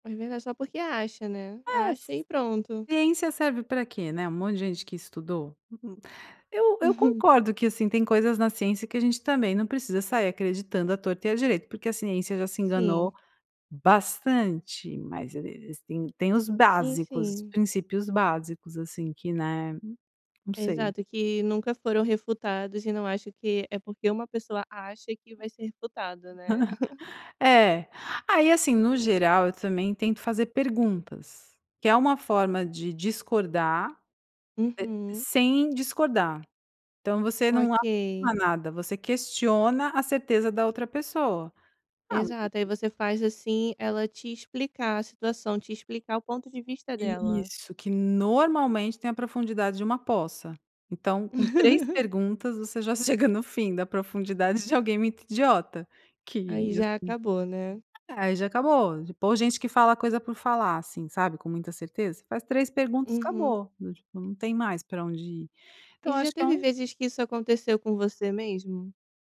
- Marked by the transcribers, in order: other noise; laugh; stressed: "normalmente"; laugh
- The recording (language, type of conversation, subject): Portuguese, podcast, Como você costuma discordar sem esquentar a situação?